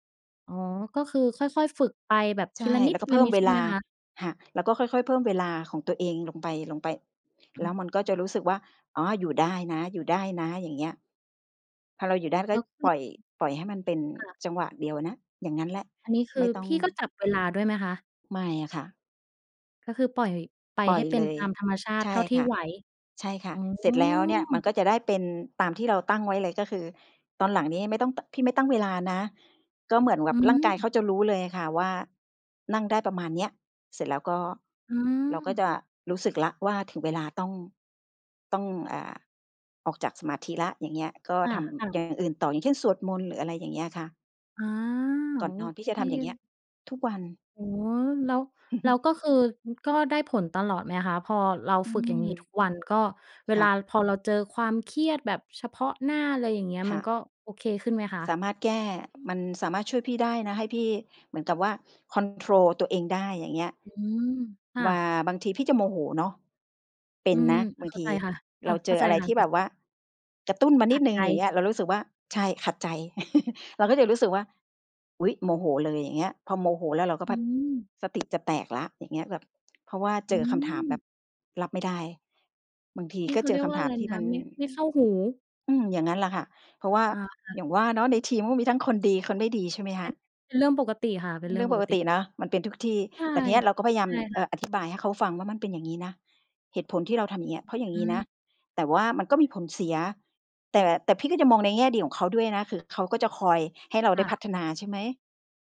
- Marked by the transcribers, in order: tapping; other background noise; chuckle; in English: "คอนโทรล"; chuckle
- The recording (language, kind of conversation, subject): Thai, podcast, คุณมีวิธีจัดการกับความเครียดอย่างไรบ้าง?